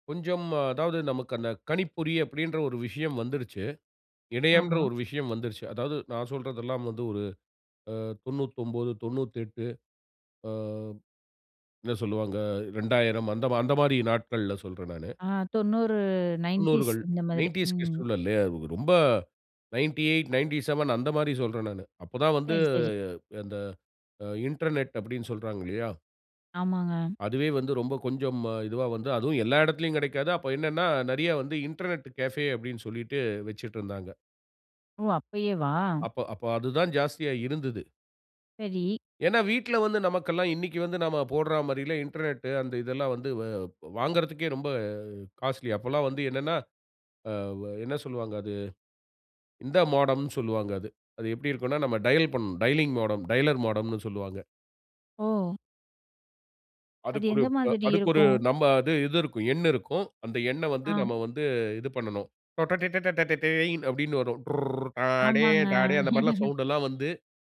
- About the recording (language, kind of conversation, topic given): Tamil, podcast, நீங்கள் கிடைக்கும் தகவல் உண்மையா என்பதை எப்படிச் சரிபார்க்கிறீர்கள்?
- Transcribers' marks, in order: laugh